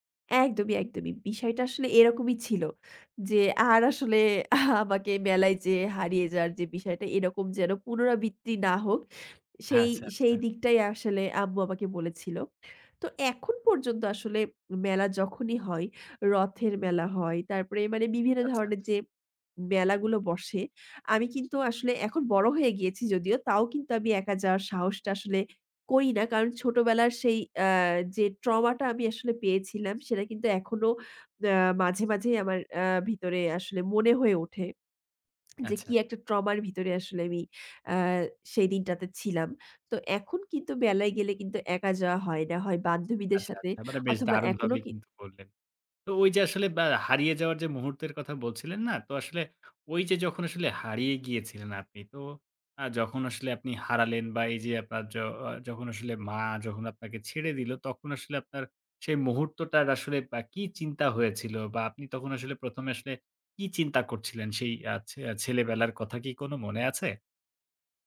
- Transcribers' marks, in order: tapping; laughing while speaking: "আমাকে"; other background noise; in English: "trauma"; in English: "trauma"; horn
- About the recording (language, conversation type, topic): Bengali, podcast, কোথাও হারিয়ে যাওয়ার পর আপনি কীভাবে আবার পথ খুঁজে বের হয়েছিলেন?